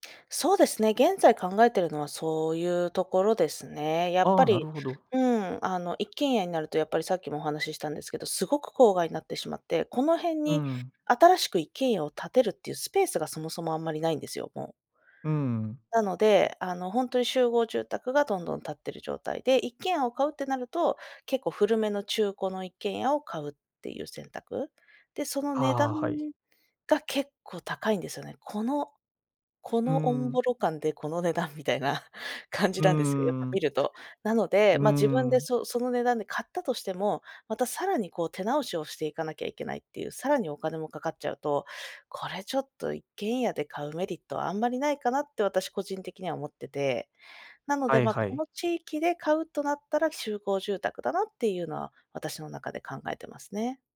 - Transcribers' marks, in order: laughing while speaking: "値段みたいな"
- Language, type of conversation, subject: Japanese, advice, 住宅を買うべきか、賃貸を続けるべきか迷っていますが、どう判断すればいいですか?